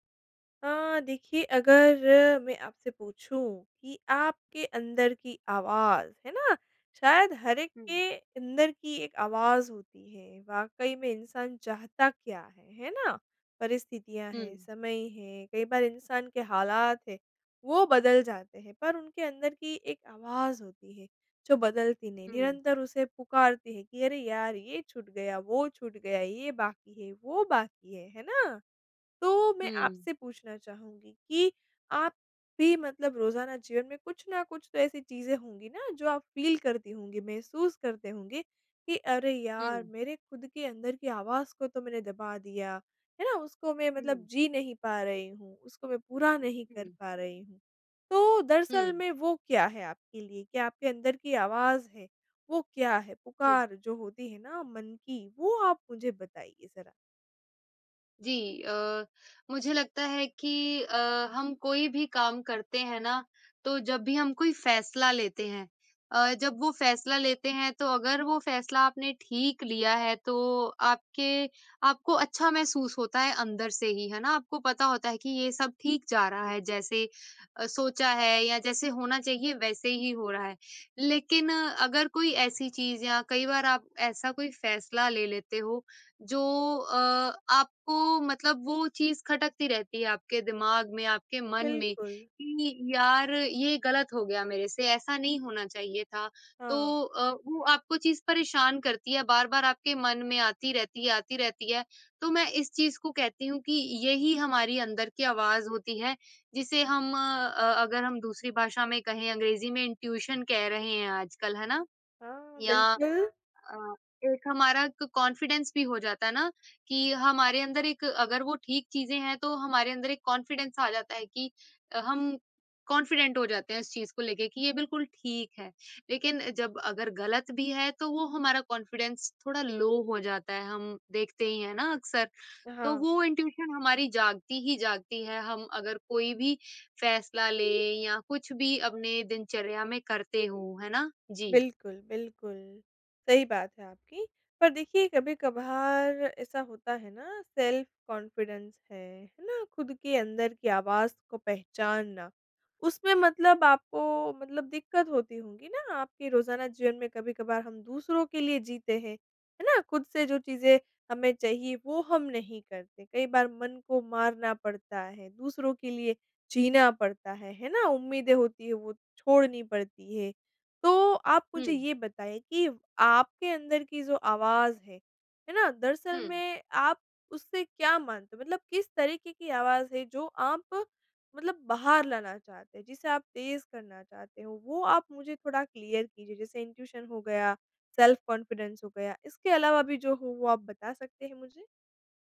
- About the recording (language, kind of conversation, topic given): Hindi, podcast, अंदर की आवाज़ को ज़्यादा साफ़ और मज़बूत बनाने के लिए आप क्या करते हैं?
- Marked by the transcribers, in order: in English: "फ़ील"; in English: "इंट्यूशन"; in English: "कॉन्फिडेंस"; in English: "कॉन्फिडेंस"; in English: "कॉन्फिडेंट"; in English: "कॉन्फिडेंस"; in English: "लो"; in English: "इंट्यूशन"; in English: "सेल्फ-कॉन्फिडेंस"; in English: "क्लियर"; in English: "इंट्यूशन"; in English: "सेल्फ-कॉन्फिडेंस"